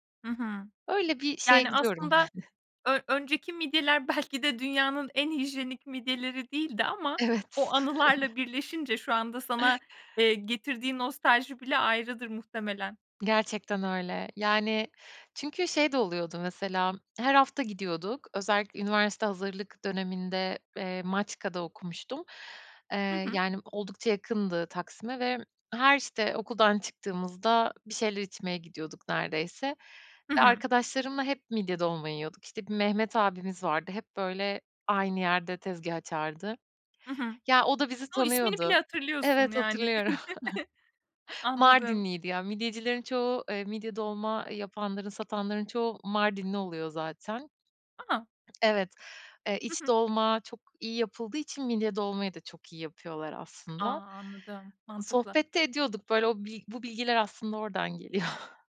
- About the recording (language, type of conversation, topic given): Turkish, podcast, Sokak lezzetleri senin için ne ifade ediyor?
- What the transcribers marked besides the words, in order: chuckle; laughing while speaking: "belki de"; other background noise; chuckle; chuckle; giggle; chuckle